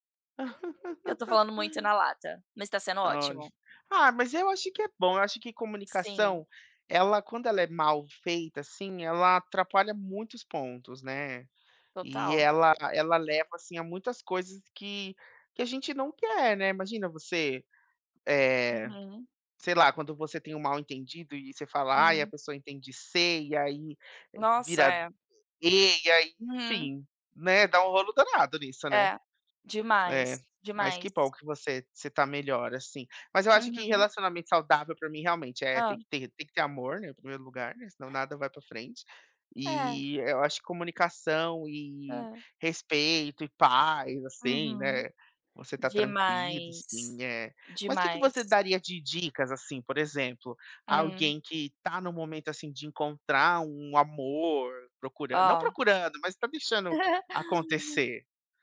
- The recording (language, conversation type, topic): Portuguese, unstructured, O que você acha que é essencial para um relacionamento saudável?
- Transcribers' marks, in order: laugh; laugh